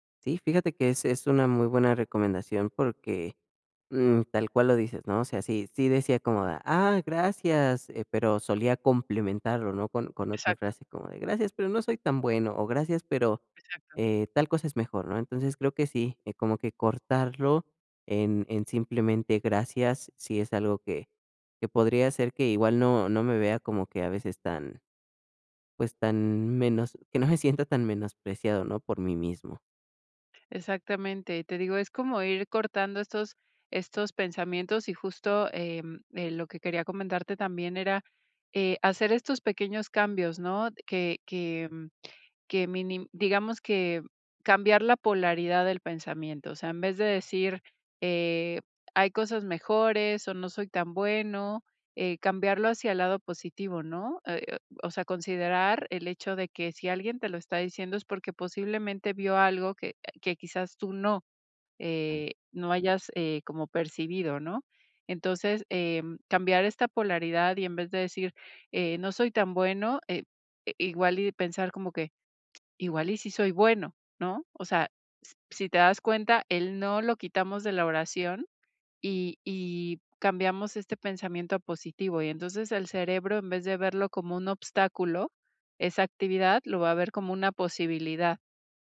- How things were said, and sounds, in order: laughing while speaking: "no me"; other noise; tongue click
- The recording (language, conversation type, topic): Spanish, advice, ¿Cómo puedo aceptar cumplidos con confianza sin sentirme incómodo ni minimizarlos?